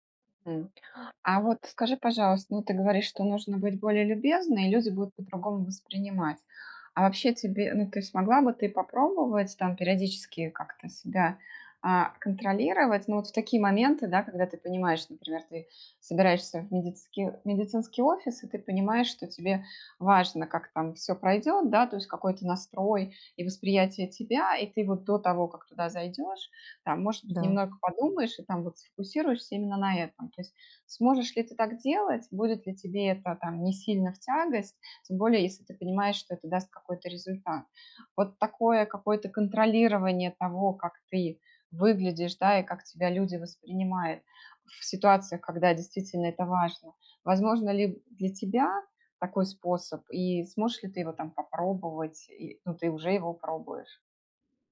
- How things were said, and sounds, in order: none
- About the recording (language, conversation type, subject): Russian, advice, Как мне быть собой, не теряя одобрения других людей?